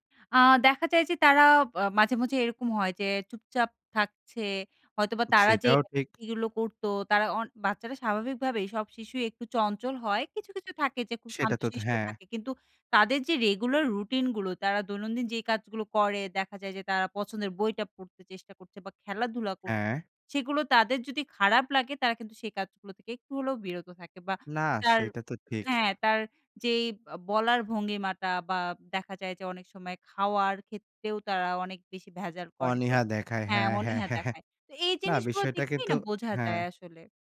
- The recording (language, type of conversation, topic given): Bengali, podcast, বাচ্চাদের আবেগ বুঝতে আপনি কীভাবে তাদের সঙ্গে কথা বলেন?
- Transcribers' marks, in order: tapping; laughing while speaking: "হ্যাঁ, হ্যাঁ"